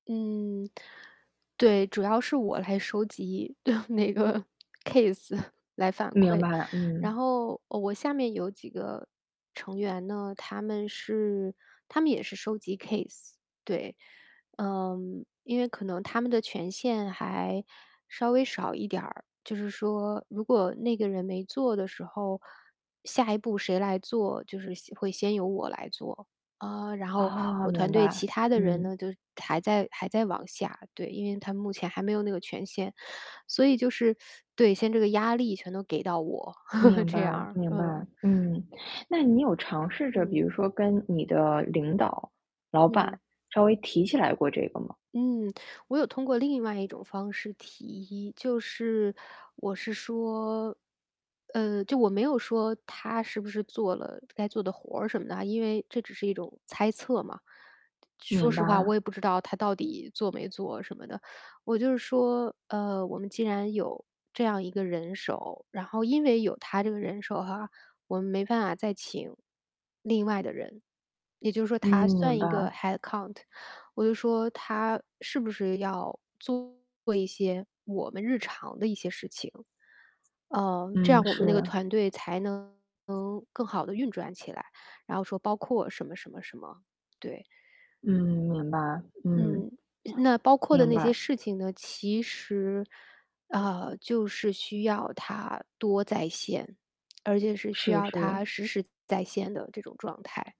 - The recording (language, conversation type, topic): Chinese, advice, 我该如何管理团队冲突并有效解决它们？
- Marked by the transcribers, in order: chuckle; laughing while speaking: "对，那个"; in English: "case"; chuckle; in English: "case"; tapping; teeth sucking; laugh; laughing while speaking: "这样儿，嗯"; in English: "headcount"; distorted speech; other background noise